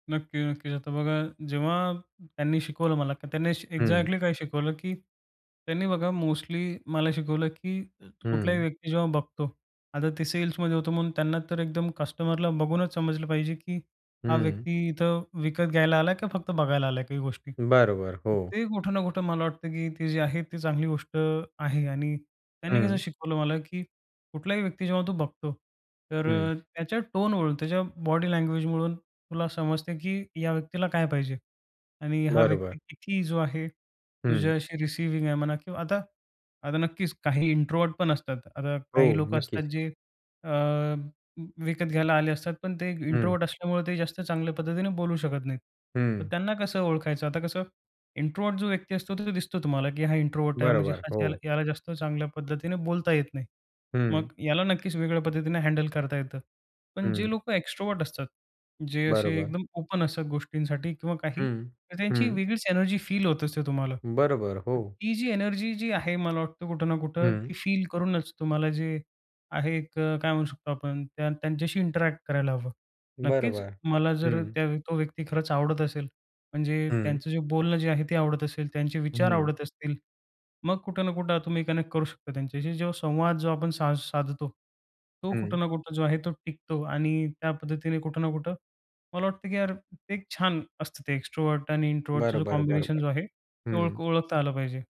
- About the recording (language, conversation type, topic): Marathi, podcast, समान आवडी असलेले लोक कुठे आणि कसे शोधायचे?
- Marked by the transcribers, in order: other background noise; in English: "एक्झॅक्टली"; tapping; in English: "इंट्रोव्हर्ट"; in English: "इंट्रोव्हर्ट"; in English: "इंट्रोव्हर्ट"; in English: "इंट्रोव्हर्ट"; in English: "एक्स्ट्रव्हर्ट"; in English: "ओपन"; in English: "इंटरॅक्ट"; in English: "कनेक्ट"; in English: "एक्स्ट्रोव्हर्ट"; in English: "इंट्रोव्हर्टचं"; in English: "कॉम्बिनेशन"